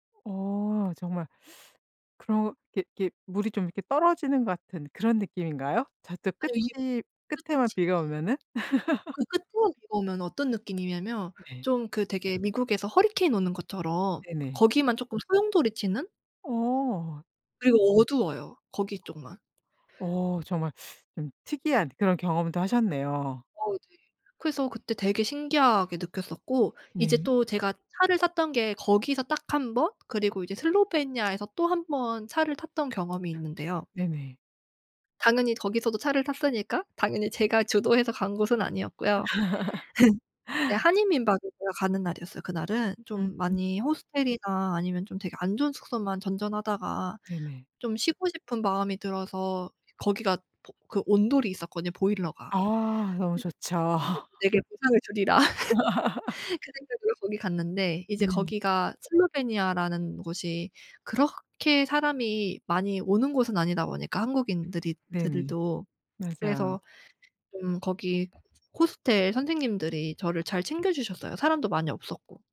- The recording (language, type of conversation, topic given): Korean, podcast, 여행 중 우연히 발견한 숨은 명소에 대해 들려주실 수 있나요?
- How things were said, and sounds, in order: teeth sucking; tapping; laugh; other background noise; teeth sucking; laugh; laugh